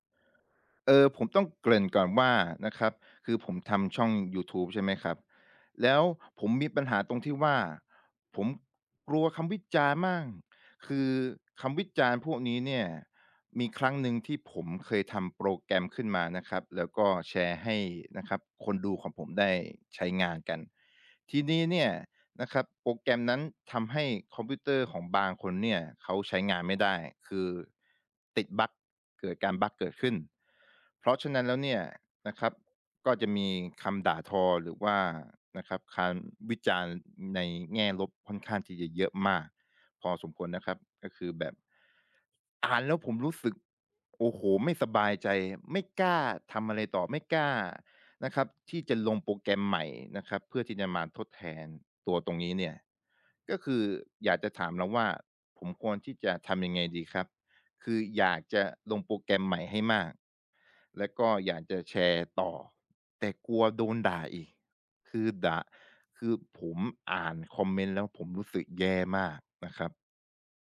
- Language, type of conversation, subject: Thai, advice, ฉันกลัวคำวิจารณ์จนไม่กล้าแชร์ผลงานทดลอง ควรทำอย่างไรดี?
- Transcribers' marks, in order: tapping